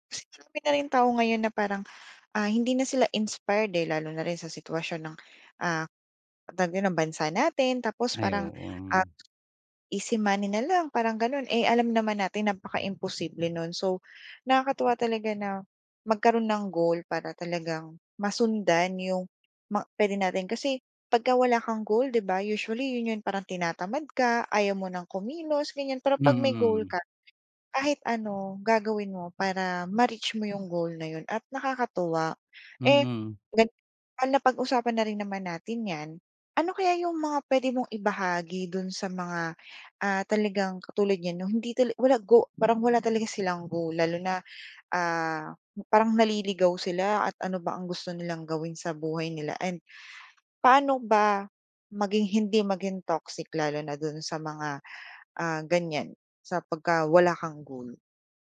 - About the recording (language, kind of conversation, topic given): Filipino, podcast, Ano ang ginagawa mo para manatiling inspirado sa loob ng mahabang panahon?
- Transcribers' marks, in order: tapping; other background noise